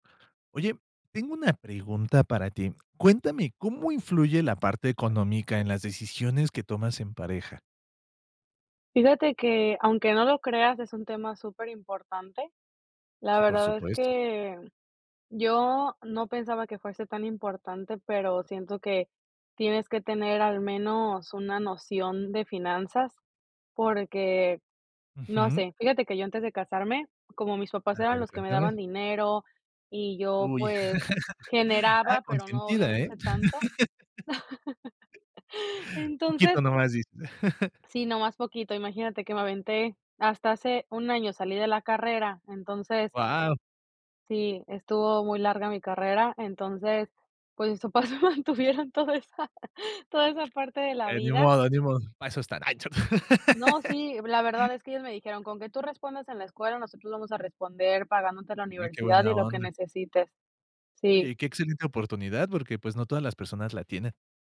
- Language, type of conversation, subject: Spanish, podcast, ¿Cómo influye el dinero en las decisiones de pareja?
- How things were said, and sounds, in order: other background noise; tapping; laugh; laugh; chuckle; laughing while speaking: "mis papás me mantuvieron toda esa toda esa parte"; laugh